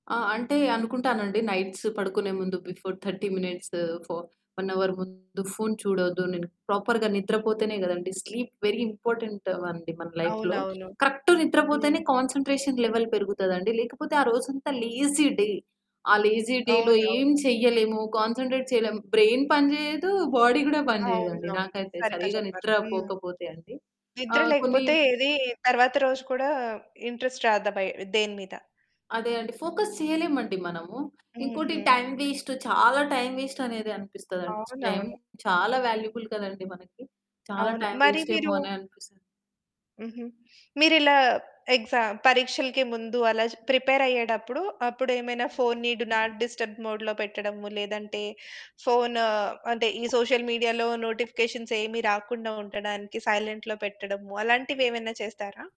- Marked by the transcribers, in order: static; in English: "నైట్స్"; in English: "బిఫోర్ థర్టీ"; in English: "వన్ అవర్"; distorted speech; in English: "ప్రాపర్‌గా"; in English: "స్లీప్ వెరీ ఇంపార్టెంట్"; in English: "లైఫ్‌లో. కరెక్ట్"; in English: "కాన్సంట్రేషన్ లెవెల్"; in English: "లేజీ డే"; in English: "లేజీ డేలో"; in English: "కాన్సంట్రేట్"; in English: "బ్రైన్"; in English: "బాడీ"; other background noise; in English: "ఇంట్రెస్ట్"; in English: "ఫోకస్"; in English: "వాల్యుబుల్"; in English: "వేస్ట్"; in English: "ఎక్సామ్"; in English: "డు నాట్ డిస్టర్బ్ మోడ్‌లో"; in English: "సోషల్ మీడియాలో నోటిఫికేషన్స్"; in English: "సైలెంట్‌లో"
- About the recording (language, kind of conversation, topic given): Telugu, podcast, సామాజిక మాధ్యమాల వాడకం మీ వ్యక్తిగత జీవితాన్ని ఎలా ప్రభావితం చేసింది?